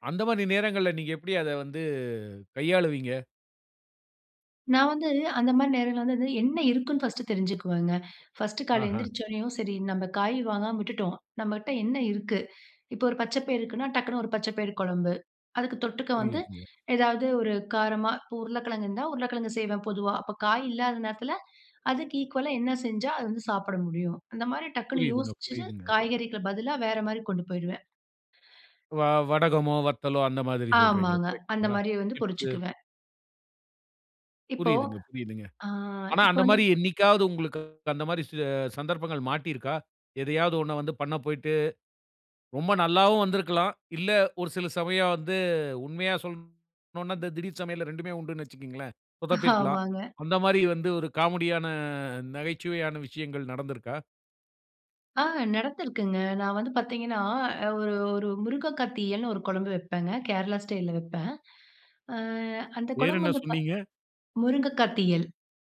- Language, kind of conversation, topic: Tamil, podcast, வீட்டில் அவசரமாக இருக்கும் போது விரைவாகவும் சுவையாகவும் உணவு சமைக்க என்னென்ன உத்திகள் பயன்படும்?
- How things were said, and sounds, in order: in English: "ஈக்குவலா"; exhale; other background noise; chuckle; exhale; anticipating: "பேர் என்ன சொன்னீங்க?"